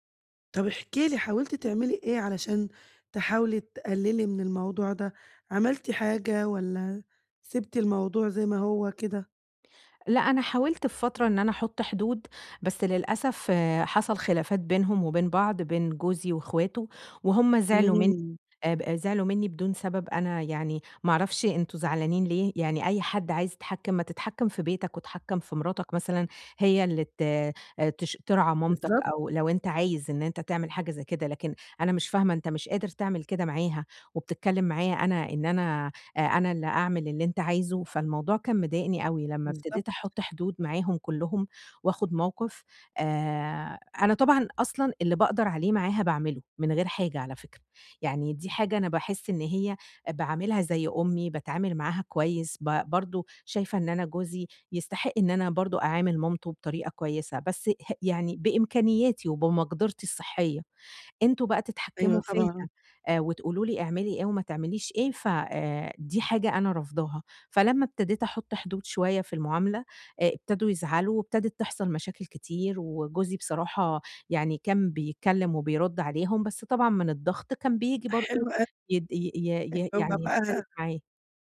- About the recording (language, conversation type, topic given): Arabic, advice, إزاي أتعامل مع الزعل اللي جوايا وأحط حدود واضحة مع العيلة؟
- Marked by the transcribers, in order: other background noise; tapping; unintelligible speech